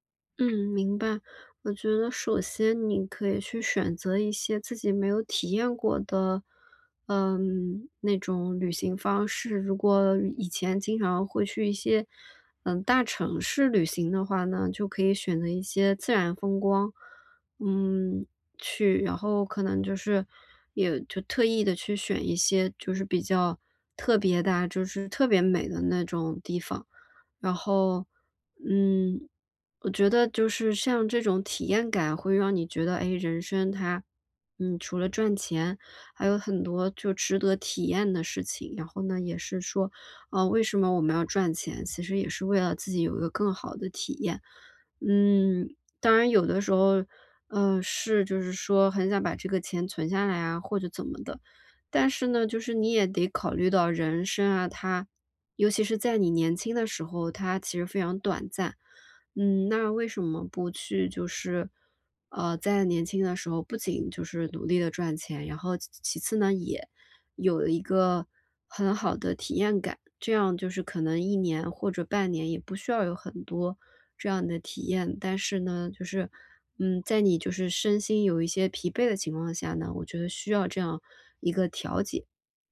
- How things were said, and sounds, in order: none
- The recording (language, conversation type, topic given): Chinese, advice, 如何在忙碌中找回放鬆時間？
- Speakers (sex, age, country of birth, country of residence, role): female, 25-29, China, United States, user; female, 35-39, China, United States, advisor